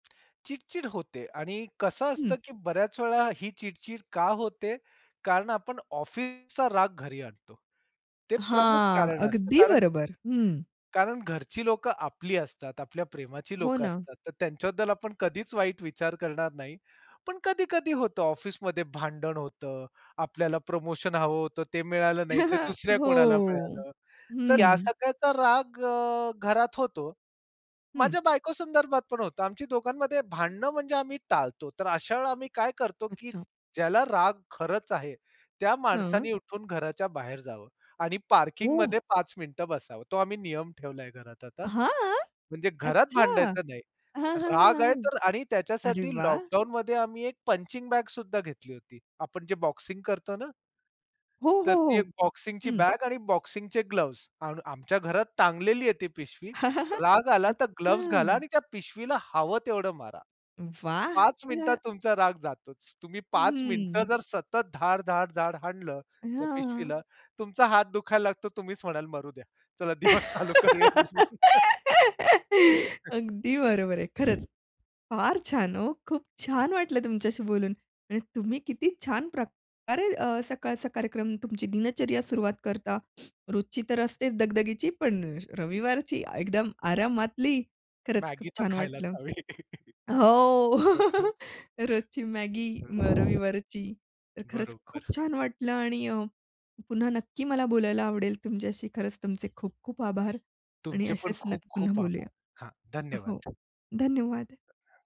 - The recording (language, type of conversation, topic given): Marathi, podcast, तुमच्या घरात सकाळचा कार्यक्रम कसा असतो?
- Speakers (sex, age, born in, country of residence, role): female, 30-34, India, India, host; male, 45-49, India, India, guest
- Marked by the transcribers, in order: tapping; other background noise; put-on voice: "अगदी बरोबर"; chuckle; drawn out: "हो"; surprised: "ओ!"; anticipating: "हां"; chuckle; unintelligible speech; laughing while speaking: "चला दिवस चालू करूया, म्हणून"; giggle; laugh; chuckle; other noise; chuckle; laugh; wind; unintelligible speech